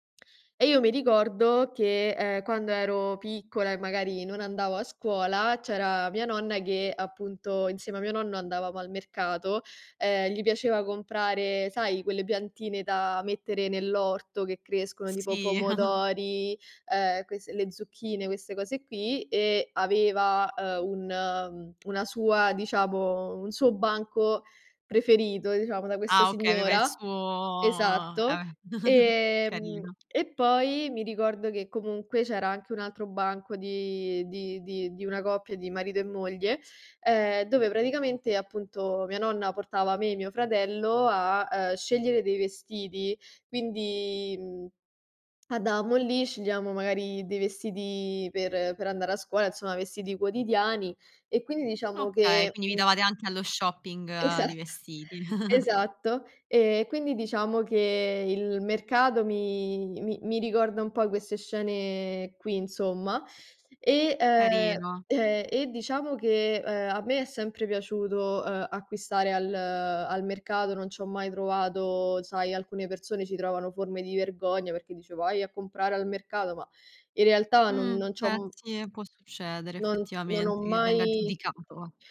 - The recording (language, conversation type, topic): Italian, podcast, Come vivi la spesa al mercato e quali dettagli rendono questo momento un rito per te?
- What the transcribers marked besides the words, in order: chuckle; tapping; drawn out: "suo"; chuckle; other background noise; "andavamo" said as "adamo"; laughing while speaking: "Esatto"; chuckle; put-on voice: "Vai a comprare al mercato!"